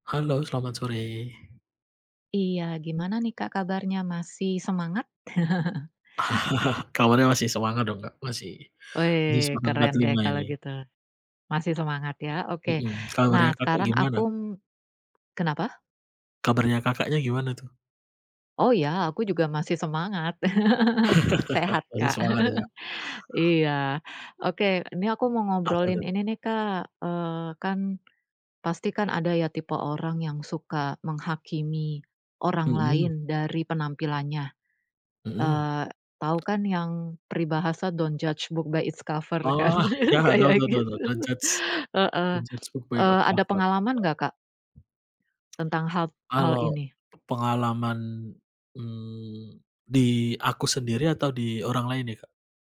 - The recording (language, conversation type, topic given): Indonesian, unstructured, Apa yang kamu rasakan ketika orang menilai seseorang hanya dari penampilan?
- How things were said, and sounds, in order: chuckle; chuckle; tapping; in English: "don't judge book by its cover"; laugh; laughing while speaking: "Kayak gitu"; in English: "Don't judge don't judge book by its cover"; other background noise